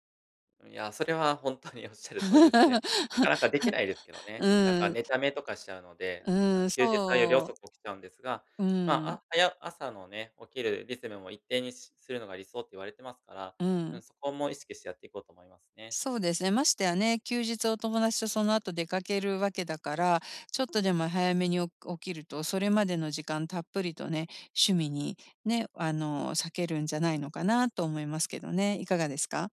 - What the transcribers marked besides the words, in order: laughing while speaking: "ほんとに"; laugh; other background noise; tapping
- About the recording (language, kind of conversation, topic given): Japanese, advice, 忙しくても趣味の時間を作るにはどうすればよいですか？